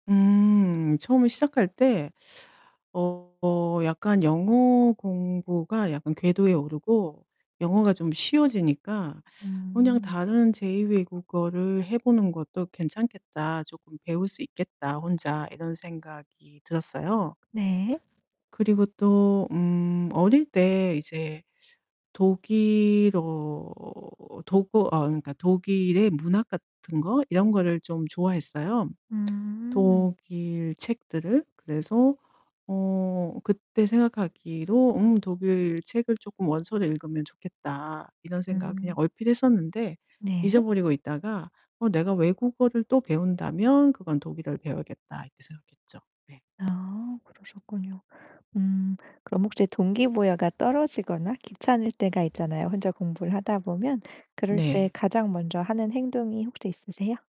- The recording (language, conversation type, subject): Korean, podcast, 혼자 공부할 때 동기부여를 어떻게 유지했나요?
- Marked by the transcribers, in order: distorted speech; other background noise; drawn out: "독일어"; static